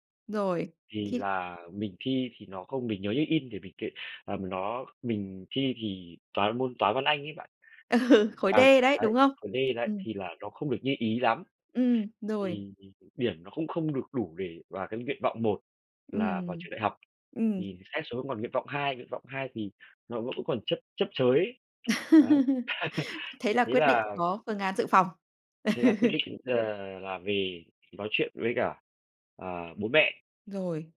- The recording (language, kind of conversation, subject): Vietnamese, podcast, Bạn có thể kể về một lần bạn đã thay đổi lớn trong cuộc đời mình không?
- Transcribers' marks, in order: laughing while speaking: "Ừ"; tapping; laugh; laugh